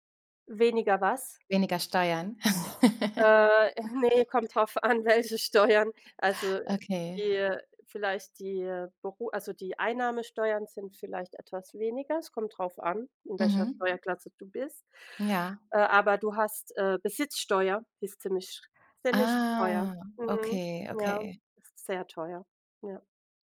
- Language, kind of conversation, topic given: German, unstructured, Wie bist du auf Reisen mit unerwarteten Rückschlägen umgegangen?
- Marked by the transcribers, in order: drawn out: "Äh"; laugh; chuckle; drawn out: "Ah"